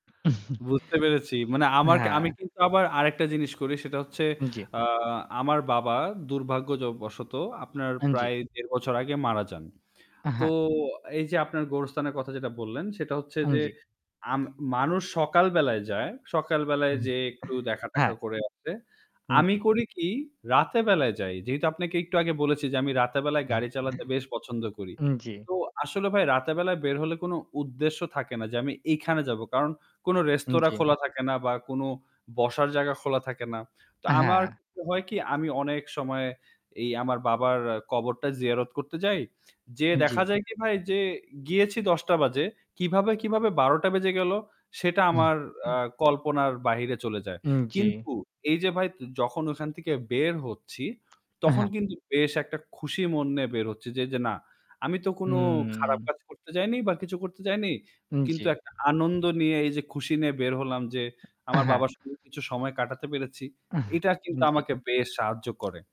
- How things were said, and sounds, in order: chuckle; static; tapping; chuckle; chuckle; chuckle; drawn out: "হুম"; chuckle
- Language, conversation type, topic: Bengali, unstructured, আপনি কীভাবে নিজের জন্য খুশির মুহূর্ত তৈরি করেন?